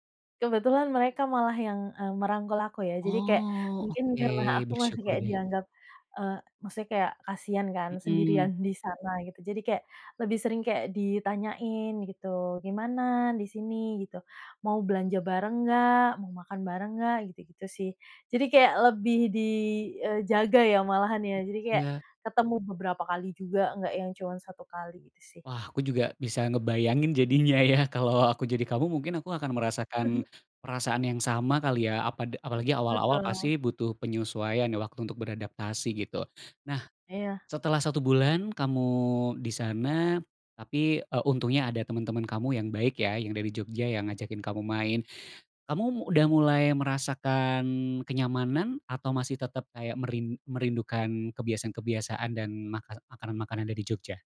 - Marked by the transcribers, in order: other animal sound; laughing while speaking: "ya kalau"
- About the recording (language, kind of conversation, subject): Indonesian, advice, Apa kebiasaan, makanan, atau tradisi yang paling kamu rindukan tetapi sulit kamu temukan di tempat baru?